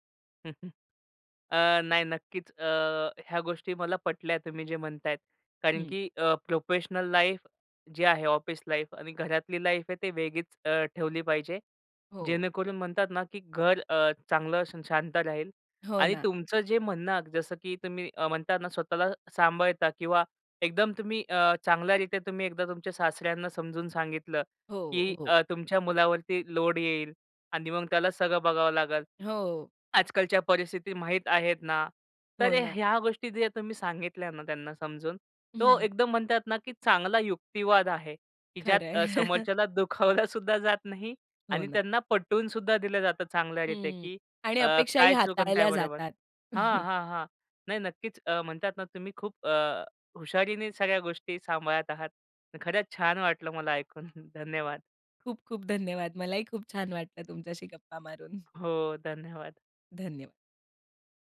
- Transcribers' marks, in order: in English: "प्रोफेशनल लाईफ"; in English: "लाईफ"; in English: "लाईफ"; chuckle; other noise; chuckle; laughing while speaking: "दुखावलासुद्धा"; chuckle; chuckle
- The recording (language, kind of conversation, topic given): Marathi, podcast, सासरकडील अपेक्षा कशा हाताळाल?